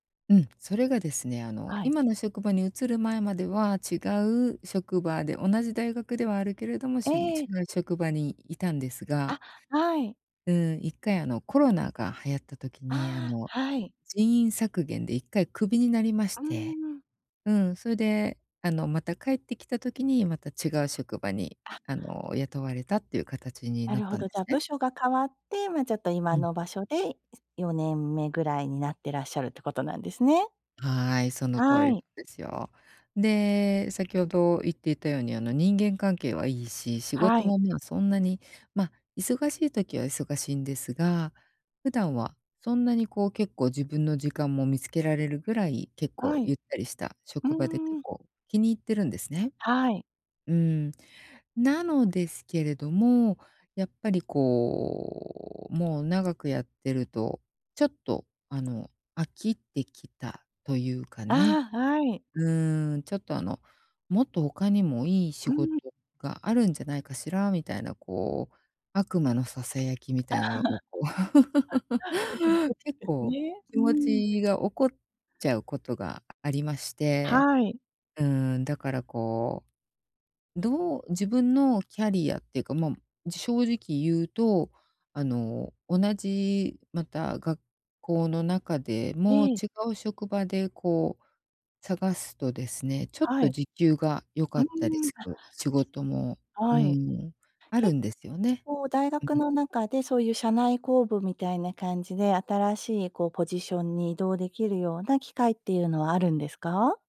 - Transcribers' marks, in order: other noise; chuckle; unintelligible speech; chuckle
- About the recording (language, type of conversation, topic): Japanese, advice, 職場で自分の満足度が変化しているサインに、どうやって気づけばよいですか？